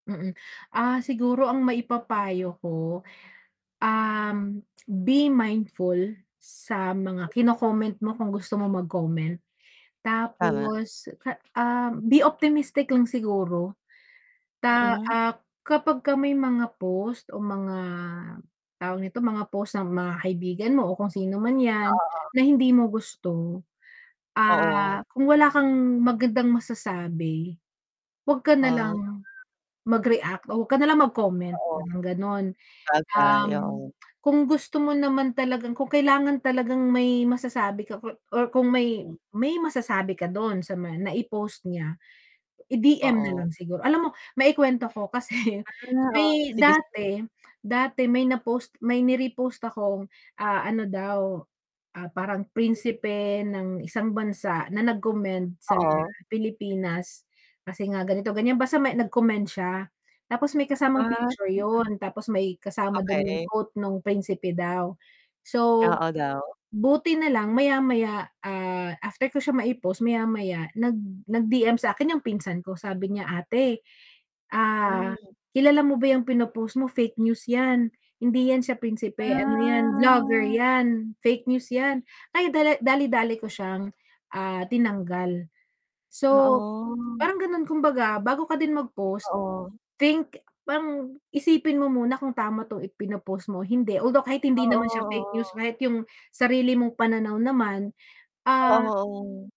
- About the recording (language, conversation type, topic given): Filipino, podcast, Paano nakaapekto ang midyang panlipunan sa pagkakaibigan ninyo?
- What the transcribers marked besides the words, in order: distorted speech; tongue click; tapping; static; background speech; laughing while speaking: "kasi"; other background noise; unintelligible speech; drawn out: "Ah"; drawn out: "Oo"